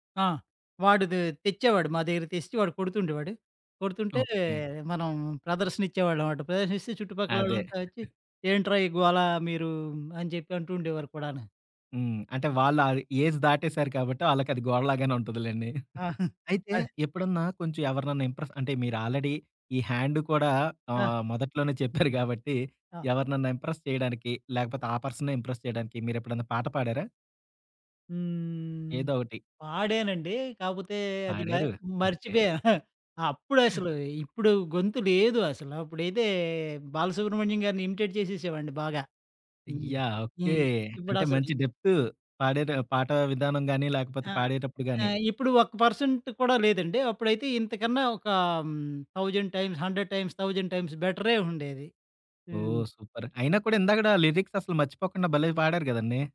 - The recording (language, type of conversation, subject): Telugu, podcast, పాత పాటలు మిమ్మల్ని ఎప్పుడు గత జ్ఞాపకాలలోకి తీసుకెళ్తాయి?
- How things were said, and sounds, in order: giggle; in English: "ఏజ్"; giggle; in English: "ఇంప్రెస్"; in English: "ఆల్రెడీ"; in English: "హ్యాండ్"; laughing while speaking: "చెప్పారు గాబట్టి"; in English: "ఇంప్రెస్"; in English: "ఇంప్రెస్"; giggle; chuckle; in English: "ఇమిటేట్"; other background noise; in English: "పర్సంట్"; in English: "థౌసండ్ టైమ్స్, హండ్రెడ్ టైమ్స్, థౌసండ్ టైమ్స్"; in English: "సూపర్"